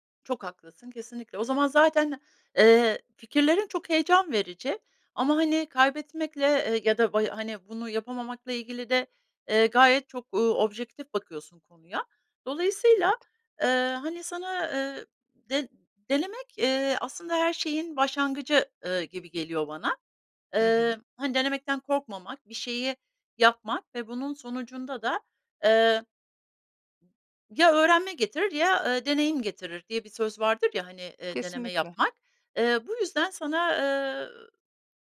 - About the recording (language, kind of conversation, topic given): Turkish, advice, Kendi işinizi kurma veya girişimci olma kararınızı nasıl verdiniz?
- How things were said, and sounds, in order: none